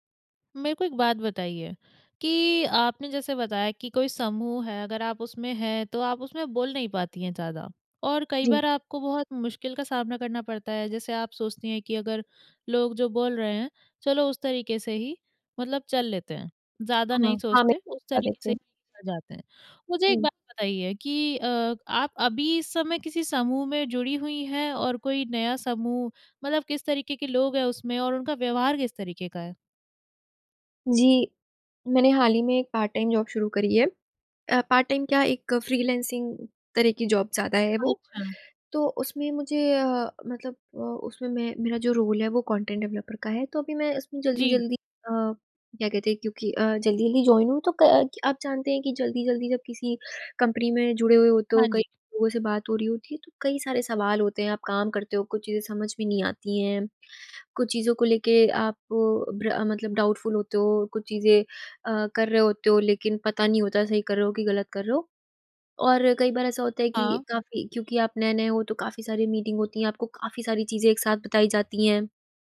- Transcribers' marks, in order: in English: "पार्ट-टाइम जॉब"; in English: "पार्ट-टाइम"; in English: "जॉब"; in English: "जॉइन"; in English: "डाउटफूल"; horn; in English: "मीटिंग"
- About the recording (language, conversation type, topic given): Hindi, advice, क्या मुझे नए समूह में स्वीकार होने के लिए अपनी रुचियाँ छिपानी चाहिए?